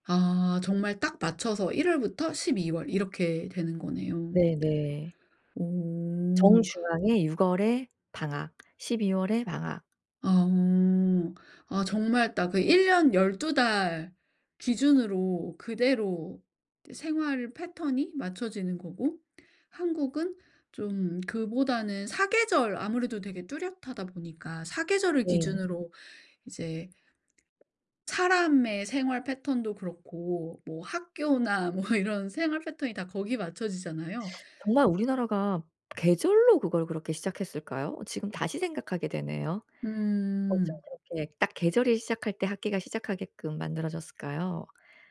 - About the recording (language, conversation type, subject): Korean, podcast, 계절이 바뀔 때 기분이나 에너지가 어떻게 달라지나요?
- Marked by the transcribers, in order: tapping; laughing while speaking: "뭐"; teeth sucking; other background noise